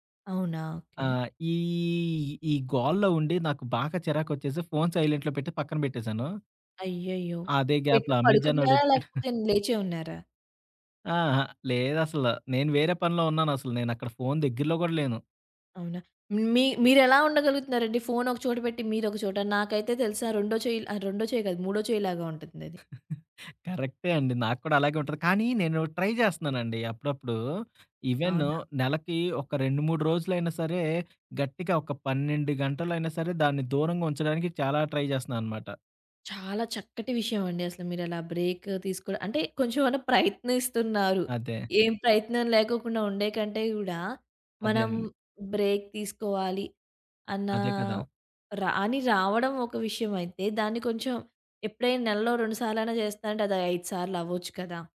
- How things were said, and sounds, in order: in English: "సైలెంట్‌లో"; in English: "గ్యాప్‌లో"; giggle; other background noise; chuckle; in English: "ట్రై"; in English: "ట్రై"; in English: "బ్రేక్"; in English: "బ్రేక్"
- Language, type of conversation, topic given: Telugu, podcast, స్మార్ట్‌ఫోన్ లేదా సామాజిక మాధ్యమాల నుంచి కొంత విరామం తీసుకోవడం గురించి మీరు ఎలా భావిస్తారు?